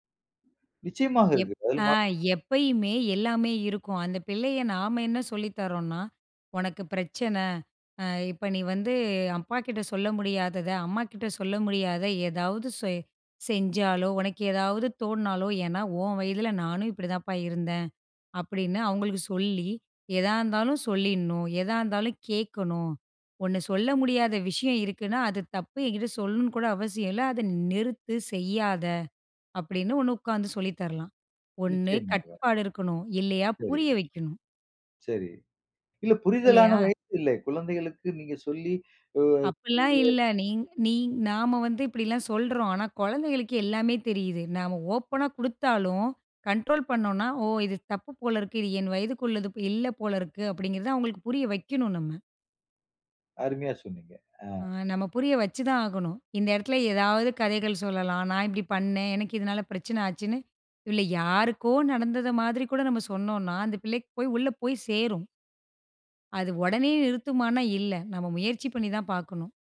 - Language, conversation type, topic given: Tamil, podcast, குழந்தைகள் ஆன்லைனில் இருக்கும் போது பெற்றோர் என்னென்ன விஷயங்களை கவனிக்க வேண்டும்?
- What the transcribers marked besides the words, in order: other background noise; unintelligible speech; in English: "கண்ட்ரோல்"